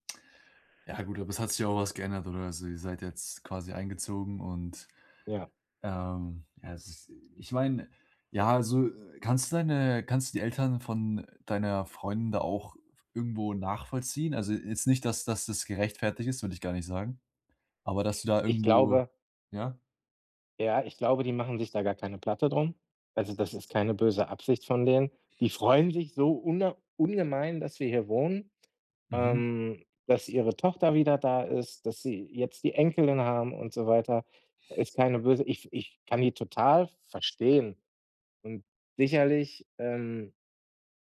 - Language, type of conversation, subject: German, advice, Wie setze ich gesunde Grenzen gegenüber den Erwartungen meiner Familie?
- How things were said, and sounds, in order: none